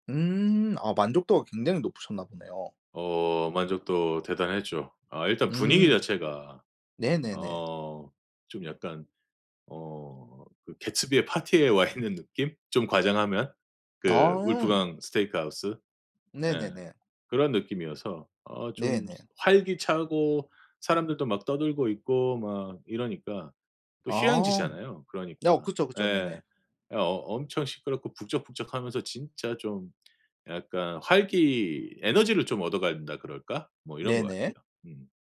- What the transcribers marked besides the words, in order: tapping; laughing while speaking: "와 있는"; in English: "울프강 스테이크 하우스?"
- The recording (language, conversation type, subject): Korean, podcast, 마음을 치유해 준 여행지는 어디였나요?